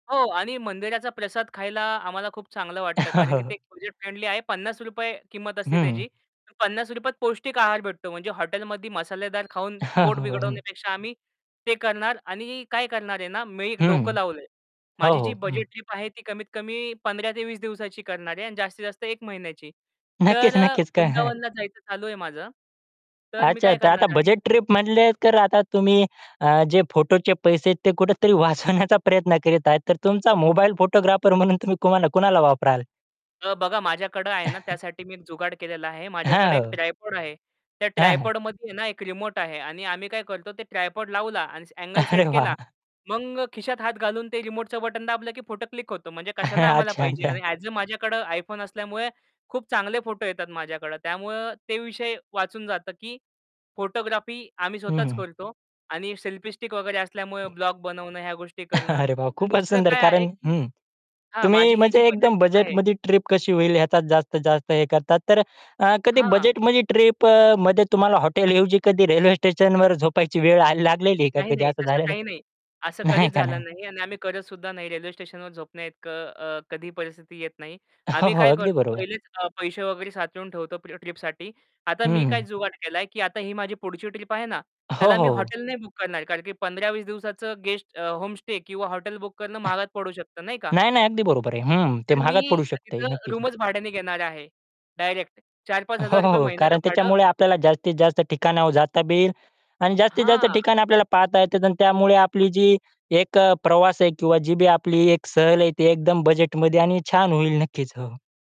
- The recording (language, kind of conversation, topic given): Marathi, podcast, कमी बजेटमध्ये छान प्रवास कसा करायचा?
- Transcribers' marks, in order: chuckle; tapping; distorted speech; static; chuckle; other background noise; laughing while speaking: "काय आहे"; laughing while speaking: "वाचवण्याचा प्रयत्न करीत"; chuckle; in English: "ट्रायपॉड"; in English: "ट्रायपॉडमध्ये"; in English: "ट्रायपॉड"; laughing while speaking: "अरे वाह!"; chuckle; laughing while speaking: "अच्छा, अच्छा"; chuckle; laughing while speaking: "अरे, वाह, खूपच सुंदर"; laughing while speaking: "नाही का"; laughing while speaking: "हो, हो"; in English: "होमस्टे"; in English: "हॉटेल बुक"; other noise; in English: "रूमच"; laughing while speaking: "हो, हो, हो"